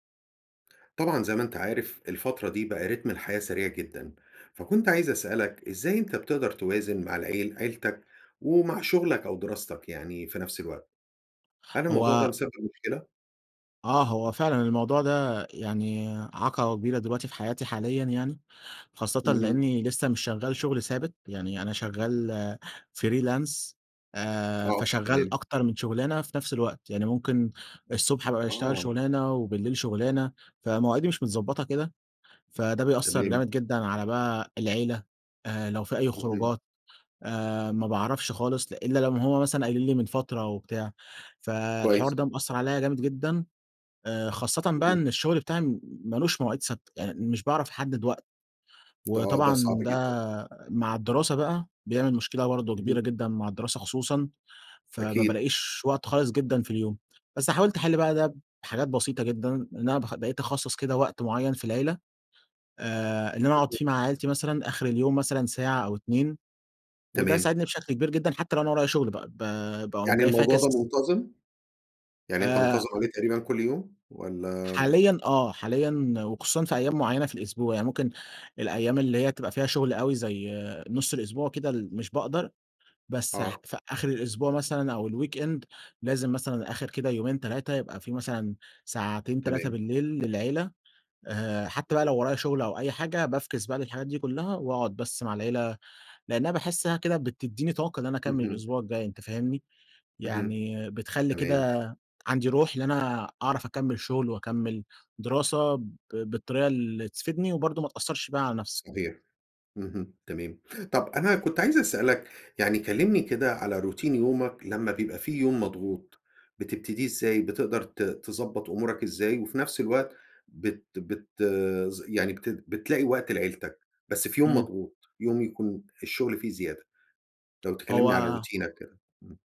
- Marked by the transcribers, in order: in English: "رتم"; in English: "فريلانس"; tapping; other noise; unintelligible speech; in English: "الweekend"; in English: "روتين"; in English: "روتينك"
- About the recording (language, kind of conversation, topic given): Arabic, podcast, إزاي بتوازن بين الشغل والوقت مع العيلة؟